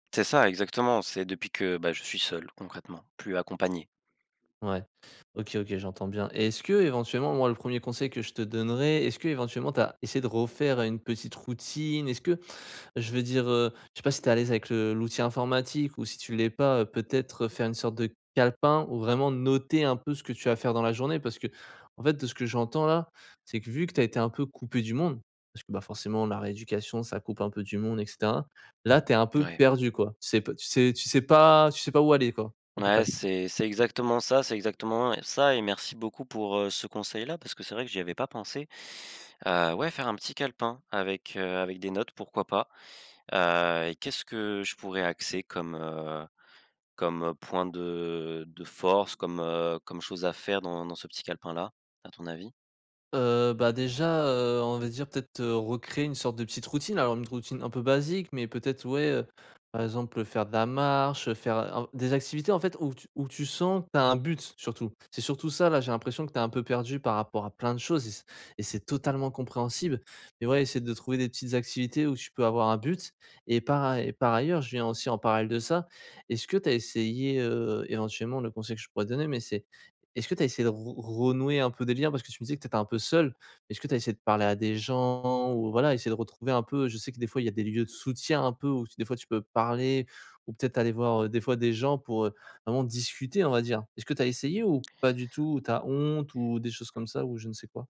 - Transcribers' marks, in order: stressed: "calepin"; stressed: "perdu"; other background noise; tapping
- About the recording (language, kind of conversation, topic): French, advice, Comment retrouver un sentiment de sécurité après un grand changement dans ma vie ?